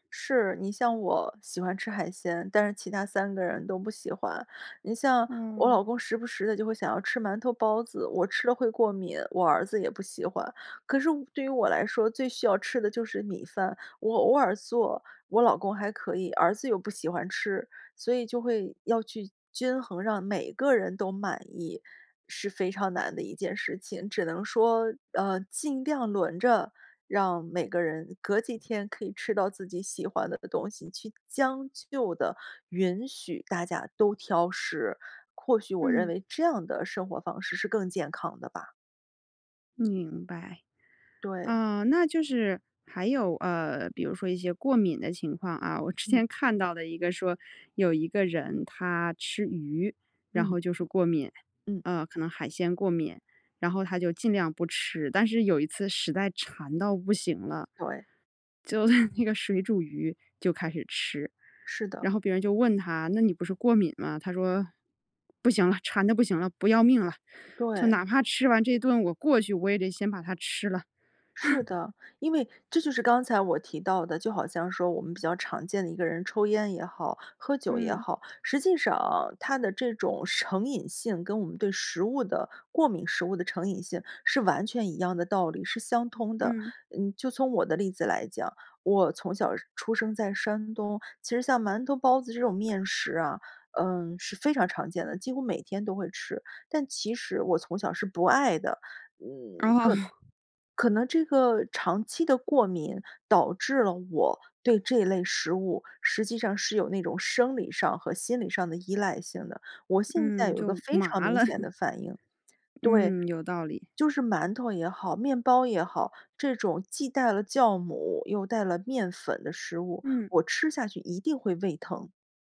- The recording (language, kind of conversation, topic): Chinese, podcast, 家人挑食你通常怎么应对？
- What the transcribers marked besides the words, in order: chuckle; chuckle; chuckle